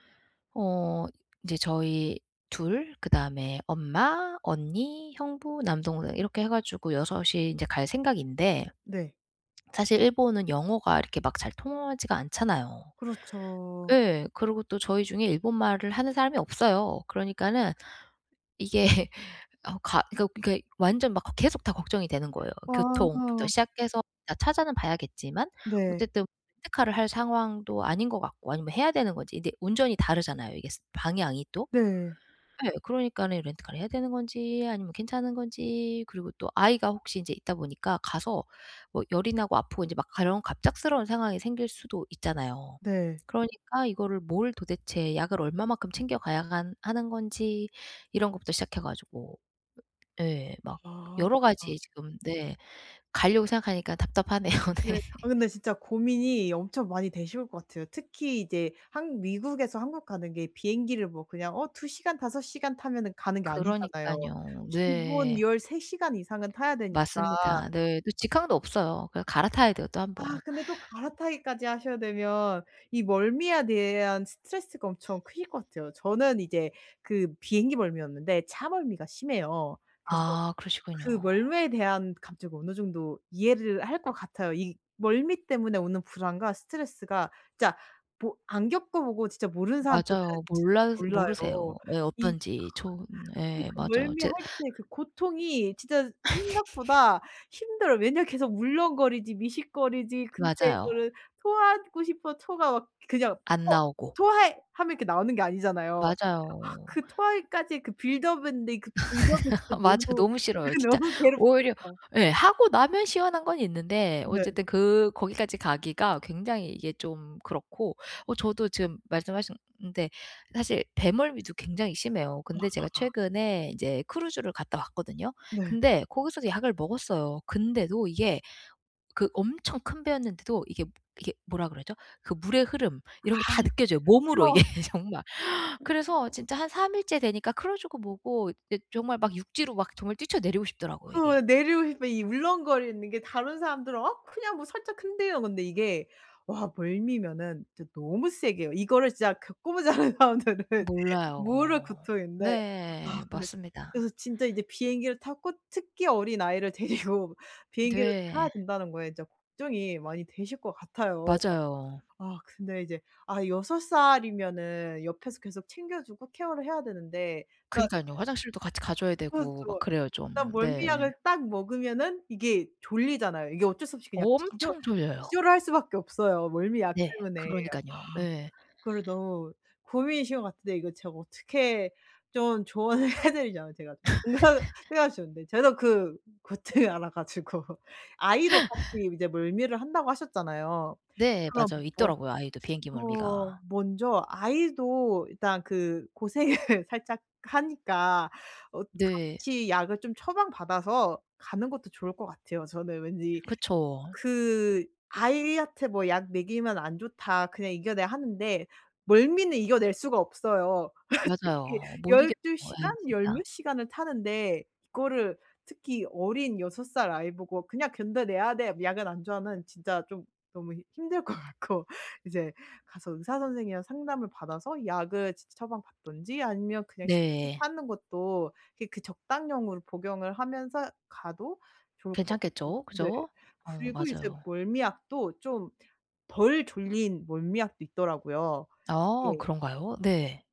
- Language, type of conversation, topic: Korean, advice, 여행 전에 불안과 스트레스를 어떻게 관리하면 좋을까요?
- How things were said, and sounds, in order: tapping; laughing while speaking: "이게"; other background noise; laughing while speaking: "답답하네요"; laugh; in English: "빌드업"; laugh; in English: "빌드업이"; laughing while speaking: "이게 정말"; laughing while speaking: "겪어 보지 않은 사람들은"; laughing while speaking: "데리고"; laugh; laughing while speaking: "해 드리자면"; laughing while speaking: "공감을"; laughing while speaking: "고통을 알아 가지고"; laughing while speaking: "고생을"; laugh; laughing while speaking: "힘들 것 같고"